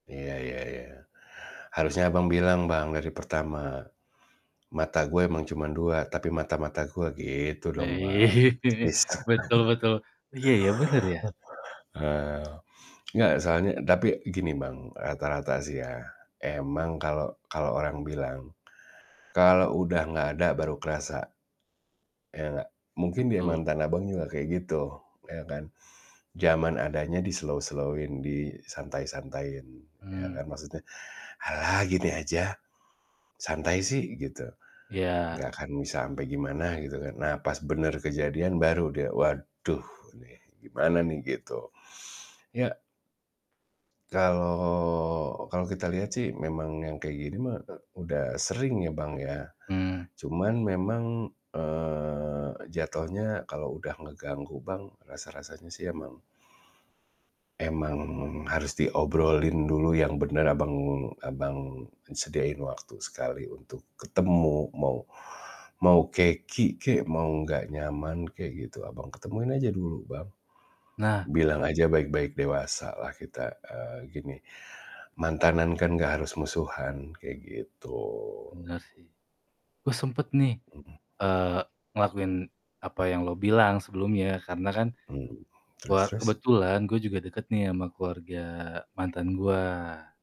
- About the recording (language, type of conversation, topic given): Indonesian, advice, Bagaimana cara menentukan batasan dan memberi respons yang tepat ketika mantan sering menghubungi saya?
- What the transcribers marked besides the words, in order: laughing while speaking: "ini"; laugh; other noise; static; in English: "di-slow-slow-in"; distorted speech; drawn out: "Kalau"; drawn out: "eee"; other background noise